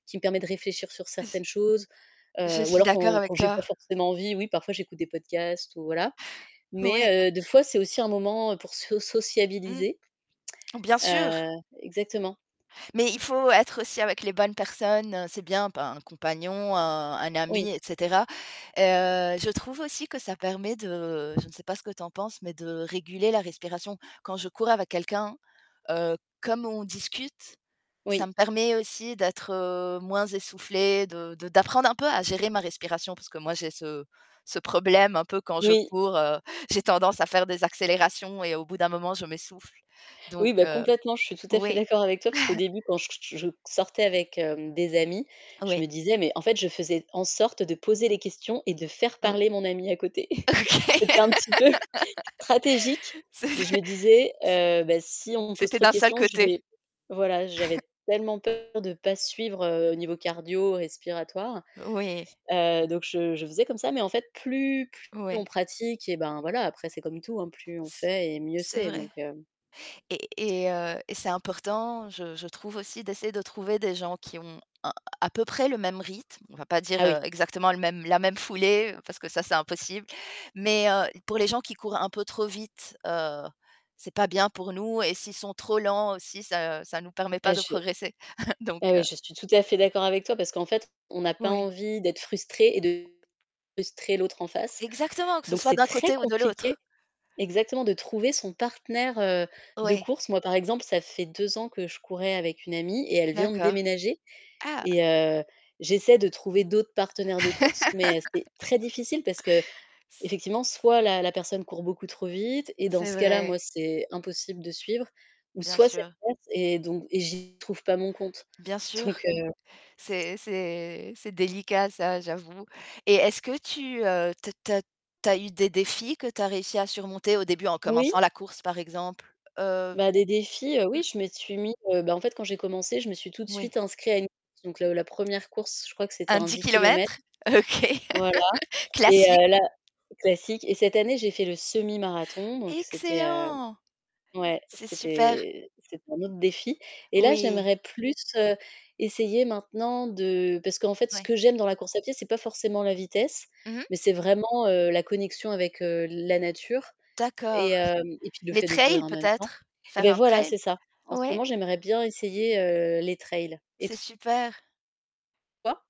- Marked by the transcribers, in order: tapping; other background noise; chuckle; laughing while speaking: "OK. C'était"; laugh; chuckle; distorted speech; chuckle; chuckle; laugh; laughing while speaking: "OK"; laugh
- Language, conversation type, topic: French, unstructured, Qu’est-ce que tu apprends en pratiquant ton activité préférée ?